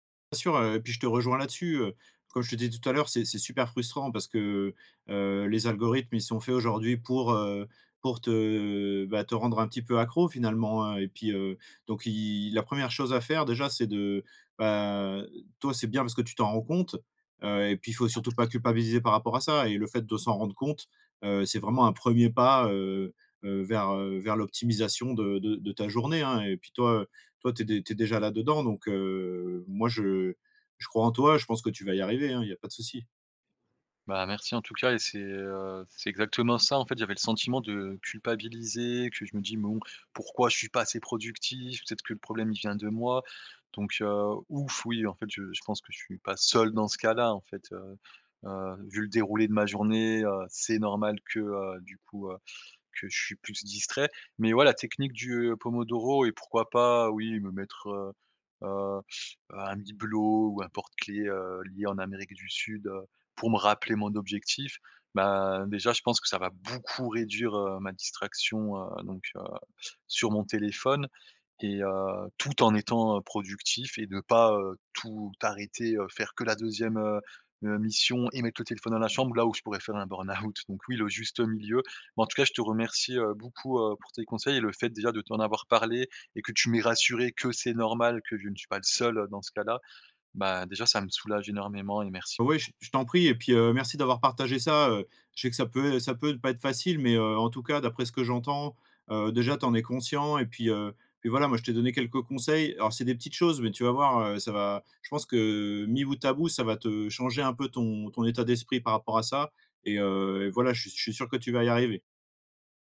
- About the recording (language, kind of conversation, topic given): French, advice, Comment puis-je réduire les notifications et les distractions numériques pour rester concentré ?
- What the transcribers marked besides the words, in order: tapping; other background noise; stressed: "seul"; stressed: "rappeler"; stressed: "beaucoup"; laughing while speaking: "burn-out"; stressed: "que"